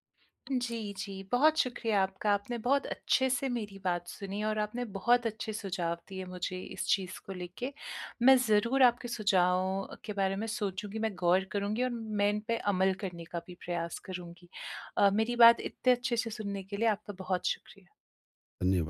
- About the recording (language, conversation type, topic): Hindi, advice, कपड़े खरीदते समय मैं पहनावे और बजट में संतुलन कैसे बना सकता/सकती हूँ?
- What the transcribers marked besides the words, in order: none